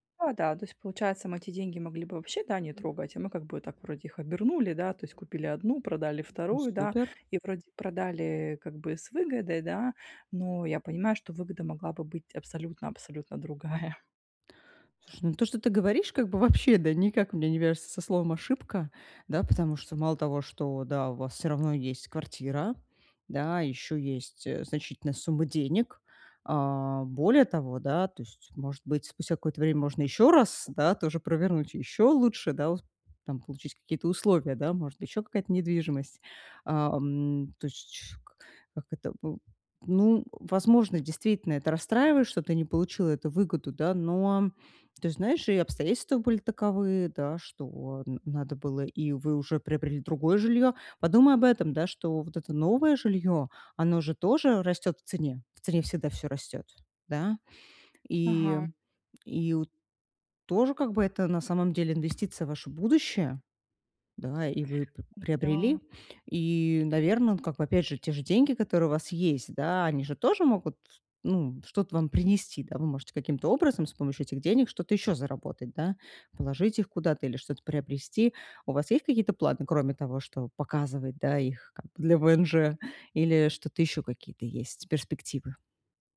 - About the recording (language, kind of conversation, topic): Russian, advice, Как справиться с ошибкой и двигаться дальше?
- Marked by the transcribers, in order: laughing while speaking: "другая"; other background noise; tapping